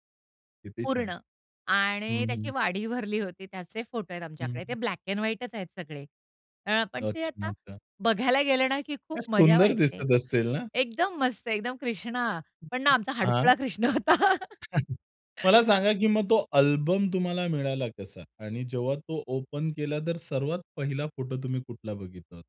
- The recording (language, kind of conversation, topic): Marathi, podcast, घरचे जुने फोटो अल्बम पाहिल्यावर तुम्हाला काय वाटते?
- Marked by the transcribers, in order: other background noise; chuckle; in English: "ओपन"